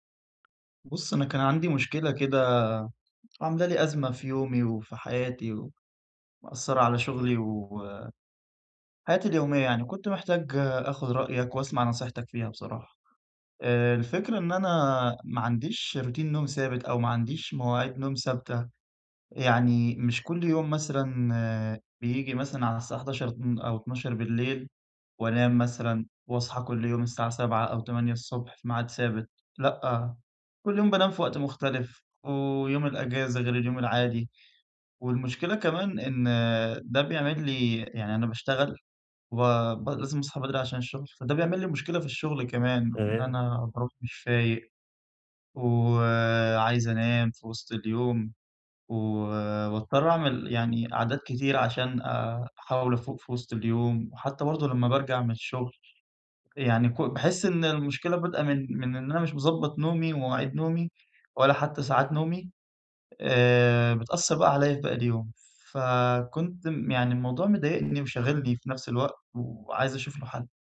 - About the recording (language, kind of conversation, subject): Arabic, advice, صعوبة الالتزام بوقت نوم ثابت
- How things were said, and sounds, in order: tapping; in English: "روتين"